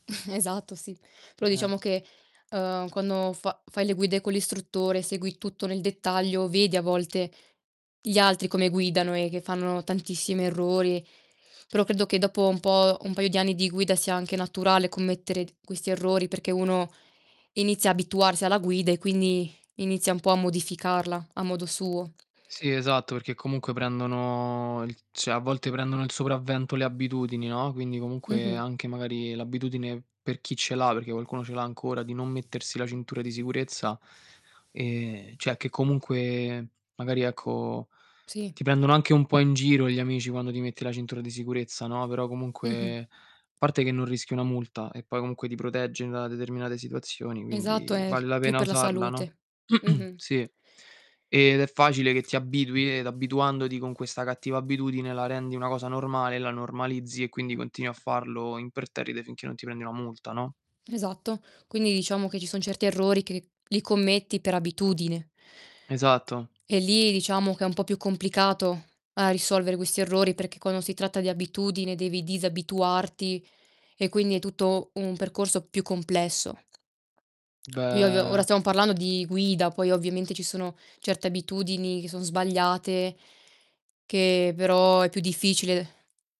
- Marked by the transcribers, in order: static; chuckle; distorted speech; tapping; "cioè" said as "ceh"; "cioè" said as "ceh"; other background noise; throat clearing; "quando" said as "quano"; drawn out: "Beh"; "ovviamente" said as "ovvimente"; "però" said as "verò"
- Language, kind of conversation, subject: Italian, unstructured, Come affronti i tuoi errori nella vita?